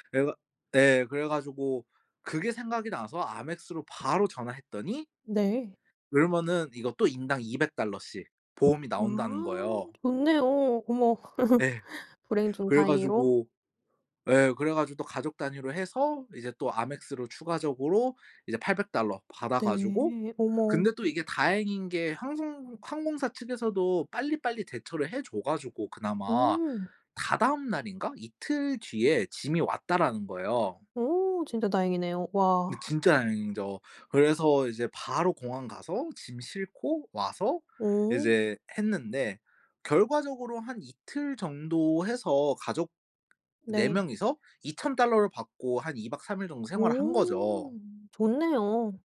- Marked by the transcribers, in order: other background noise; laugh; "다행으로" said as "다행이로"
- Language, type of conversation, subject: Korean, podcast, 짐을 잃어버렸을 때 그 상황을 어떻게 해결하셨나요?